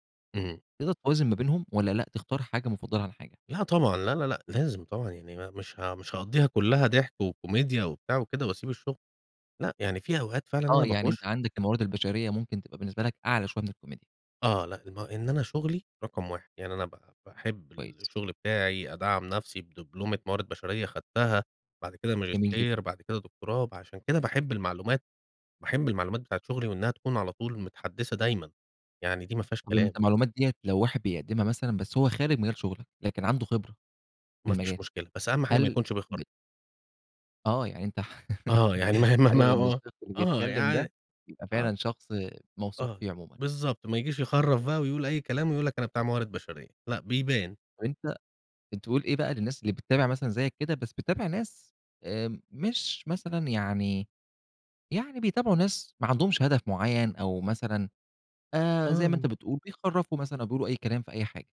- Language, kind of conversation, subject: Arabic, podcast, ازاي بتختار تتابع مين على السوشيال ميديا؟
- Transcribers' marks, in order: chuckle; laughing while speaking: "ما هي ما ه ما ه"